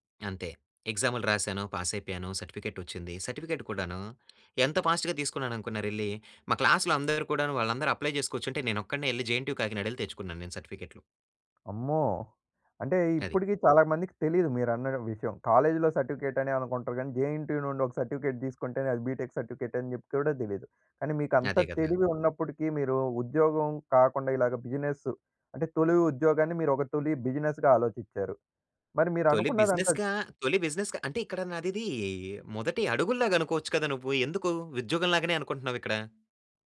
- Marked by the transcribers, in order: in English: "పాస్"; in English: "సర్టిఫికేట్"; in English: "సర్టిఫికేట్"; tapping; in English: "ఫాస్ట్‌గా"; in English: "క్లాస్‌లో"; in English: "అప్లై"; in English: "జేఎన్‌టీయూ"; in English: "కాలేజ్‌లో సర్టిఫికేట్"; in English: "జేఎన్‌టీయూ"; in English: "సర్టిఫికేట్"; in English: "బీటెక్ సర్టిఫికేట్"; in English: "బిజినెస్"; in English: "బిజినెస్‌గా"; in English: "బిజినెస్‌గా"; in English: "బిజినెస్‌గా"
- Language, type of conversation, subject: Telugu, podcast, మీ తొలి ఉద్యోగాన్ని ప్రారంభించినప్పుడు మీ అనుభవం ఎలా ఉండింది?